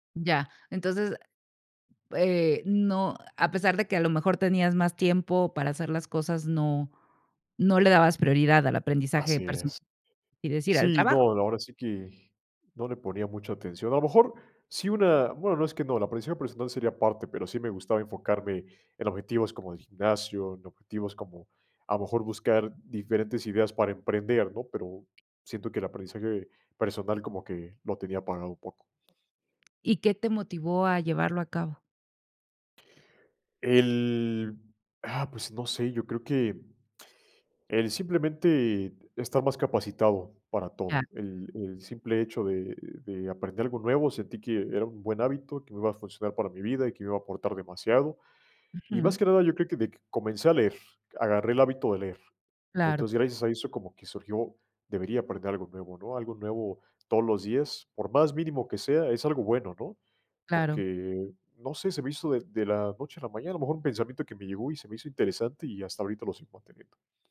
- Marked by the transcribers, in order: other background noise; tapping
- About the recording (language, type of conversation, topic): Spanish, podcast, ¿Cómo combinas el trabajo, la familia y el aprendizaje personal?